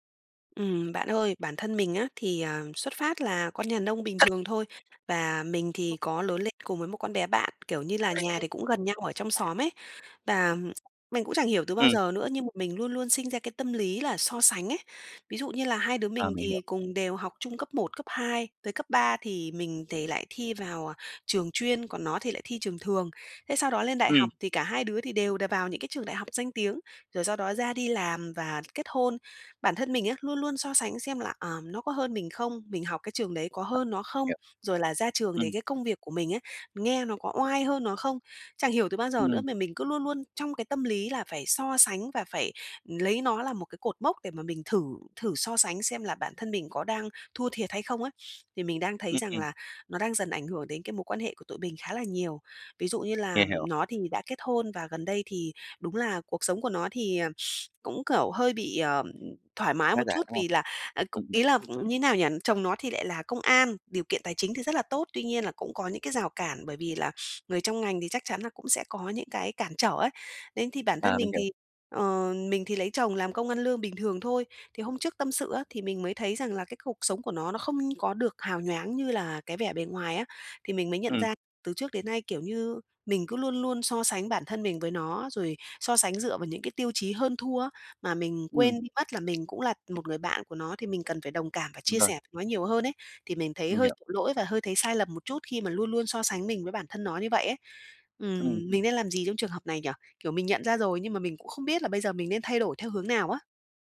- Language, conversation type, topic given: Vietnamese, advice, Làm sao để ngừng so sánh bản thân với người khác?
- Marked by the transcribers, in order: tapping; other background noise; unintelligible speech; background speech; unintelligible speech; sniff; unintelligible speech